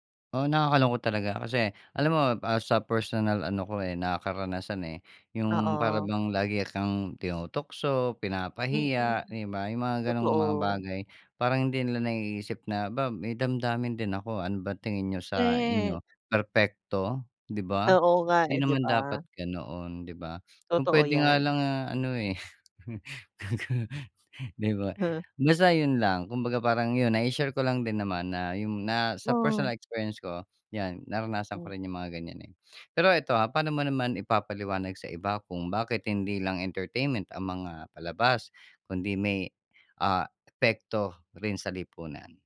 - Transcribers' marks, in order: laugh
- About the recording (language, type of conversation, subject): Filipino, podcast, Bakit mahalaga sa tingin mo ang representasyon sa pelikula at serye?